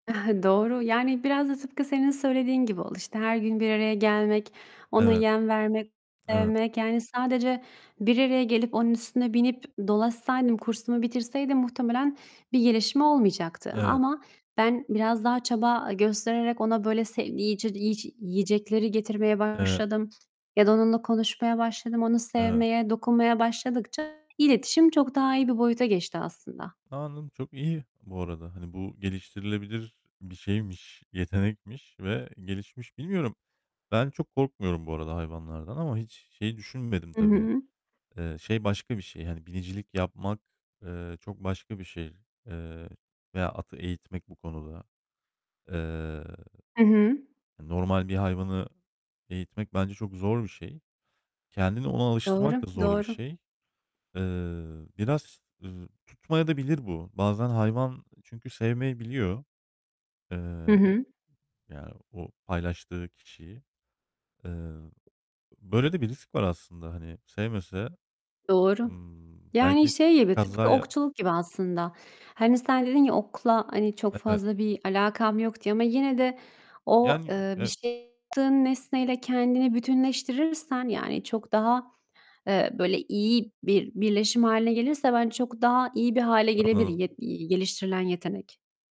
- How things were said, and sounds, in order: chuckle; other background noise; tapping; unintelligible speech; unintelligible speech; distorted speech
- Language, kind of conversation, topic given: Turkish, unstructured, Gelecekte hangi yeni yetenekleri öğrenmek istiyorsunuz?